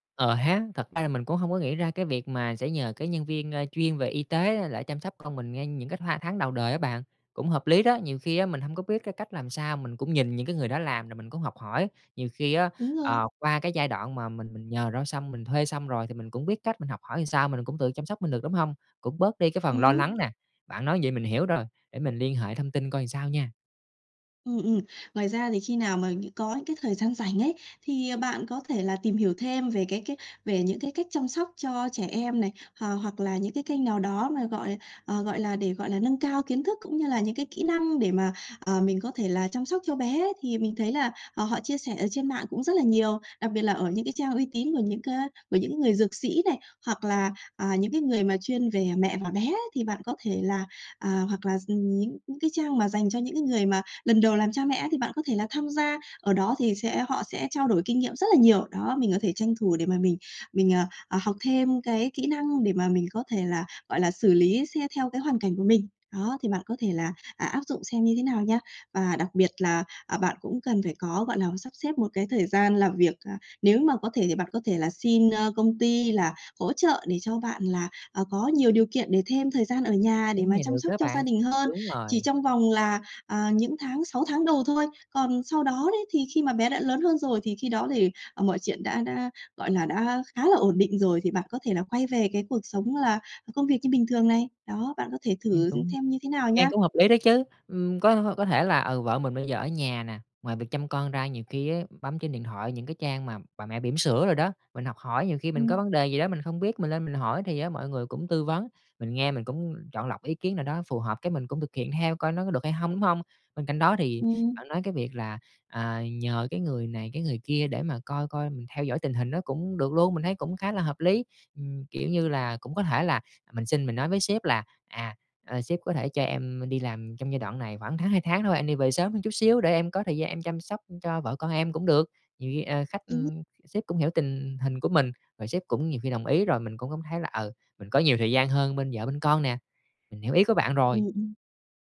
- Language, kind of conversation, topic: Vietnamese, advice, Bạn cảm thấy thế nào khi lần đầu trở thành cha/mẹ, và bạn lo lắng nhất điều gì về những thay đổi trong cuộc sống?
- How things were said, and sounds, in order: other background noise; tapping; "xem" said as "them"